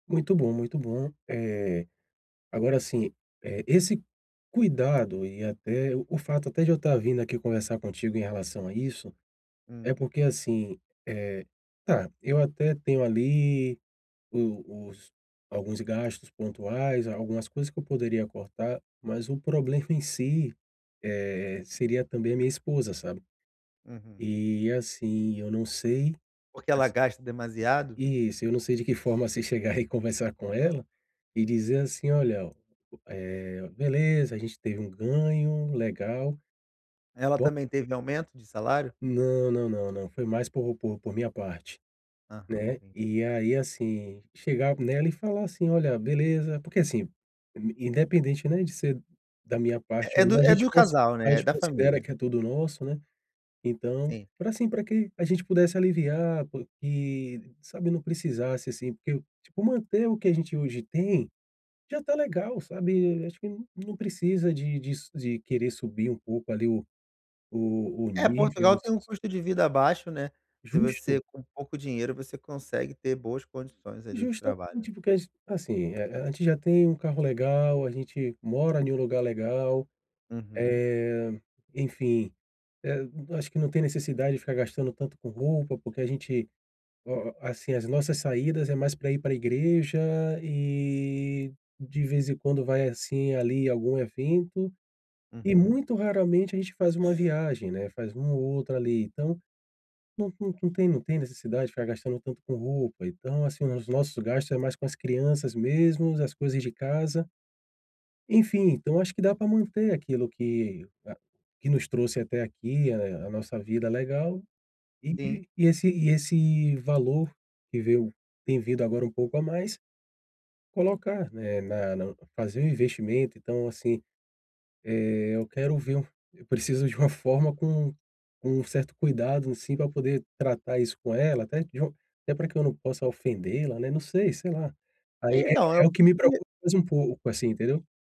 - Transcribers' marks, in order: unintelligible speech; unintelligible speech; unintelligible speech
- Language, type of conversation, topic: Portuguese, advice, Como posso evitar que meus gastos aumentem quando eu receber um aumento salarial?